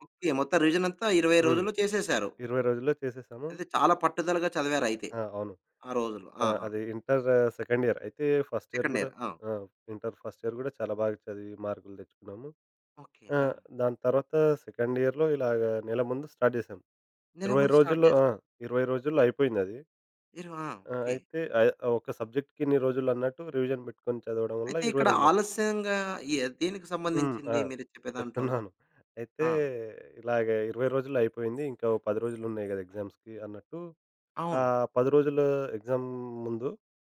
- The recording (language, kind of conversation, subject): Telugu, podcast, ఆలస్యం చేస్తున్నవారికి మీరు ఏ సలహా ఇస్తారు?
- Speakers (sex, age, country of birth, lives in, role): male, 25-29, India, India, guest; male, 35-39, India, India, host
- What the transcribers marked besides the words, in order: in English: "ఇంటర్ సెకండ్ ఇయర్"; in English: "ఫస్ట్ ఇయర్"; in English: "సెకండ్ ఇయర్"; in English: "ఇంటర్ ఫస్ట్ ఇయర్"; in English: "సెకండ్ ఇయర్‌లో"; in English: "స్టార్ట్"; in English: "స్టార్ట్"; in English: "రివిజన్"; laughing while speaking: "చెప్తున్నాను"; other background noise; in English: "ఎగ్జామ్స్‌కి"; in English: "ఎగ్జామ్"